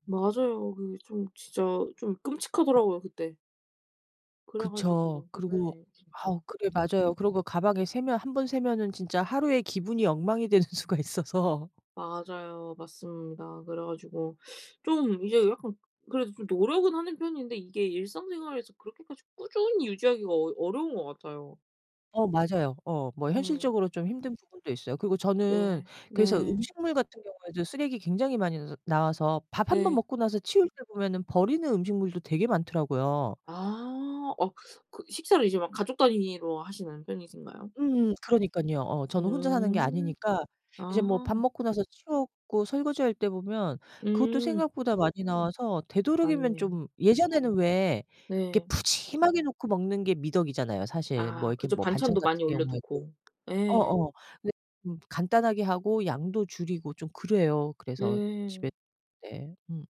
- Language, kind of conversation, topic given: Korean, unstructured, 쓰레기를 줄이는 데 가장 효과적인 방법은 무엇일까요?
- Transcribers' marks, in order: tapping; laughing while speaking: "수가 있어서"; background speech